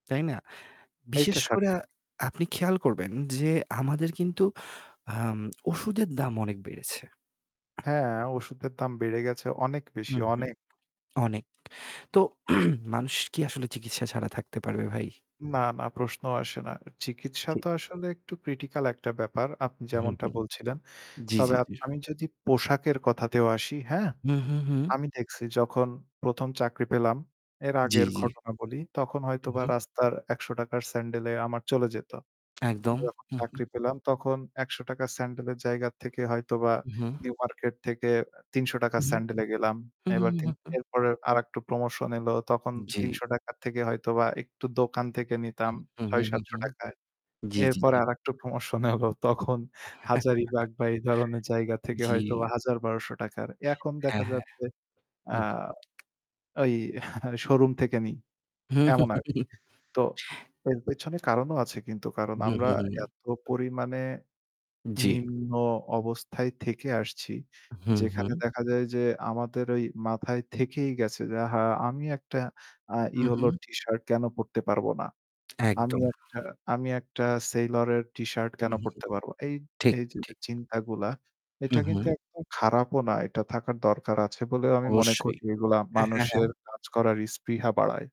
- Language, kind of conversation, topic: Bengali, unstructured, বেতন বাড়ার পরও অনেকেই কেন আর্থিক সমস্যায় পড়ে?
- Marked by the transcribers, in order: static; other background noise; distorted speech; throat clearing; laugh; laughing while speaking: "প্রমোশন হলো"; tapping; laughing while speaking: "এই শোরুম থেকে নিই"; laugh